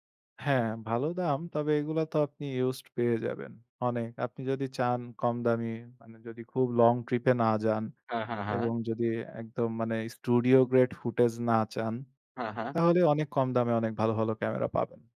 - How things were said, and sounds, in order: in English: "long trip"; in English: "studio grade footage"
- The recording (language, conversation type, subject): Bengali, unstructured, স্বপ্ন পূরণের জন্য টাকা জমানোর অভিজ্ঞতা আপনার কেমন ছিল?